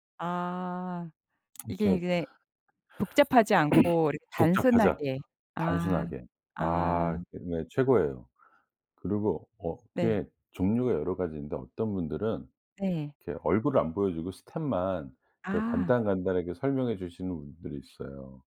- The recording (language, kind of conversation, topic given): Korean, podcast, 짧은 시간에 핵심만 효과적으로 배우려면 어떻게 하시나요?
- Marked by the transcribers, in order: other background noise; throat clearing